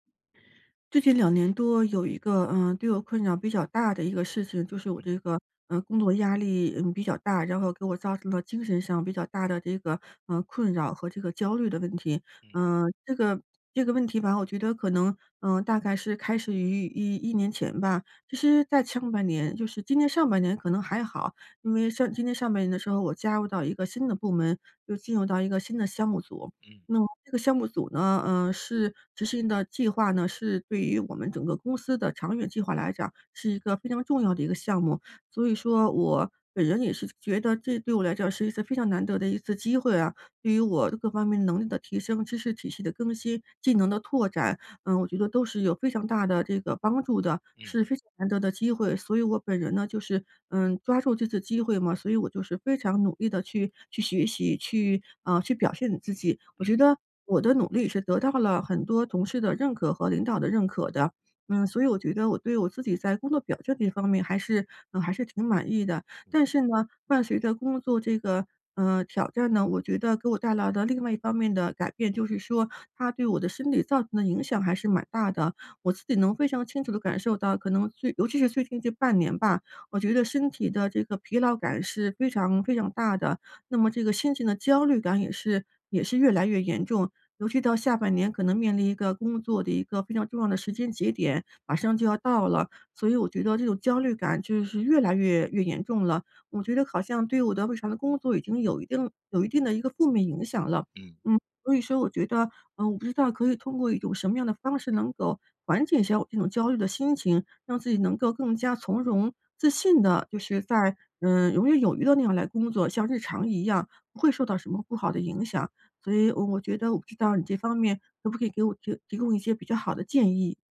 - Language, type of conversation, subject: Chinese, advice, 如何才能更好地应对并缓解我在工作中难以控制的压力和焦虑？
- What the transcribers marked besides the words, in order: none